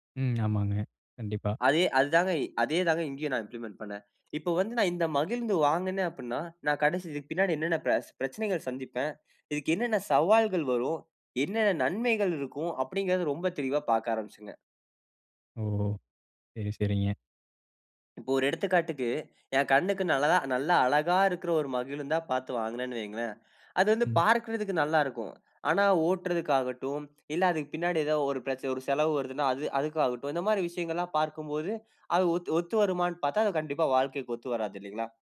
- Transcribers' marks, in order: in English: "இம்ப்ளிமெண்ட்"
- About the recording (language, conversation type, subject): Tamil, podcast, அதிக விருப்பங்கள் ஒரே நேரத்தில் வந்தால், நீங்கள் எப்படி முடிவு செய்து தேர்வு செய்கிறீர்கள்?